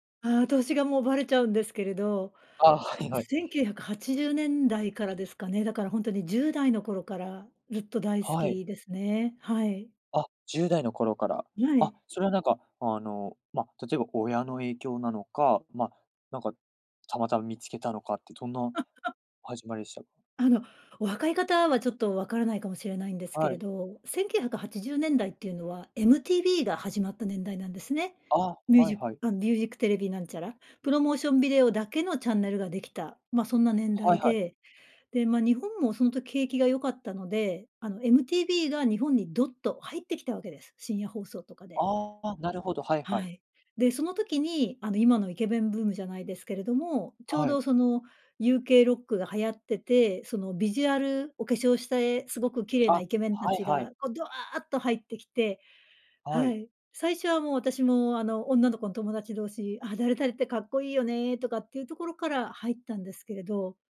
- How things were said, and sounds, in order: laughing while speaking: "はい はい"; laugh; "イケメン" said as "イケベン"
- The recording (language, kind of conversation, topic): Japanese, podcast, 自分の人生を表すプレイリストはどんな感じですか？